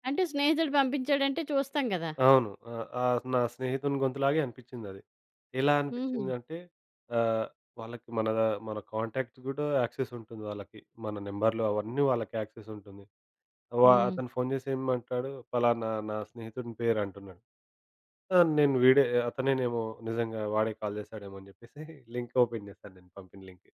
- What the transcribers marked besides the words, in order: in English: "కాంటాక్ట్స్"; in English: "యాక్సెస్"; in English: "కాల్"; laughing while speaking: "చెప్పేసి"; in English: "లింక్"; in English: "లింక్"
- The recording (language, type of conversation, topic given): Telugu, podcast, టెక్నాలజీ లేకపోయినప్పుడు మీరు దారి ఎలా కనుగొన్నారు?